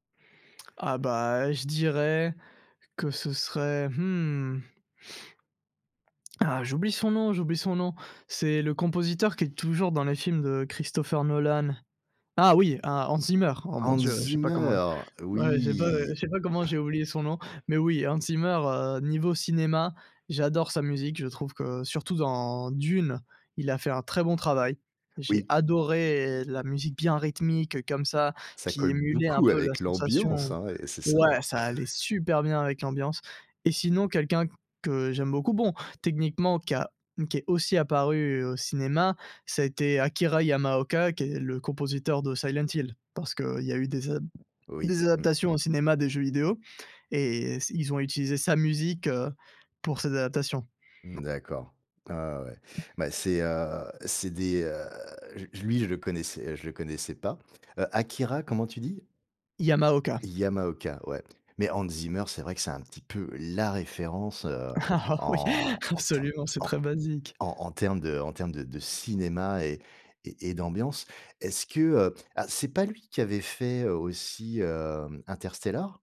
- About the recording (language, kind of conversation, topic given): French, podcast, Quel rôle la musique joue-t-elle dans ton attention ?
- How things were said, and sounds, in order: drawn out: "Oui !"; chuckle; tapping; other background noise; stressed: "la"; laughing while speaking: "Ah oui"